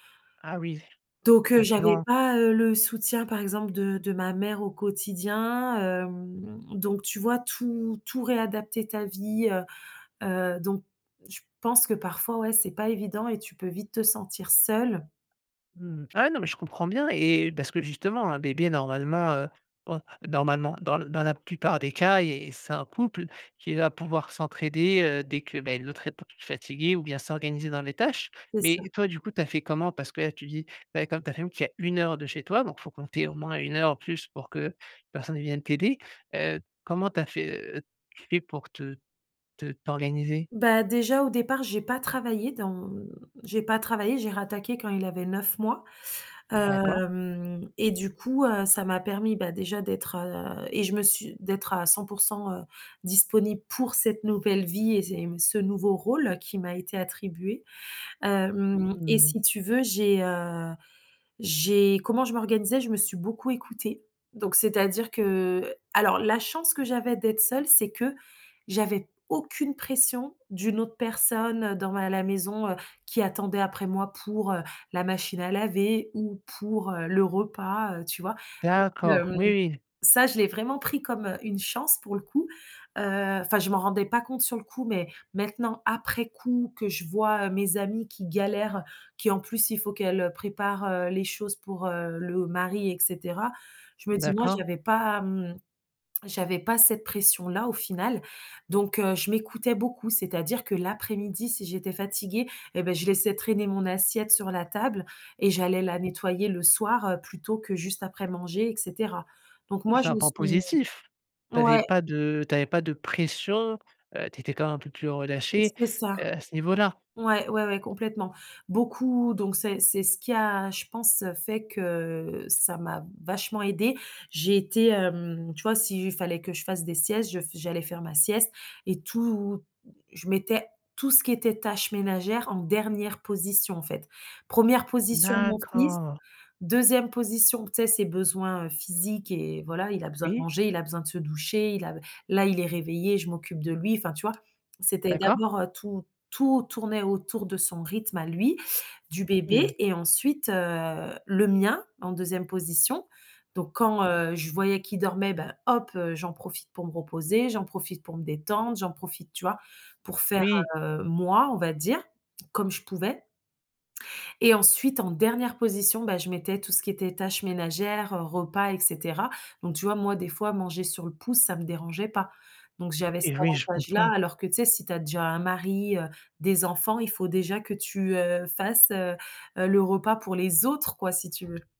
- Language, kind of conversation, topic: French, advice, Comment avez-vous vécu la naissance de votre enfant et comment vous êtes-vous adapté(e) à la parentalité ?
- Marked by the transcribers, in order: other background noise; tapping; stressed: "pour"; other noise; stressed: "D'accord"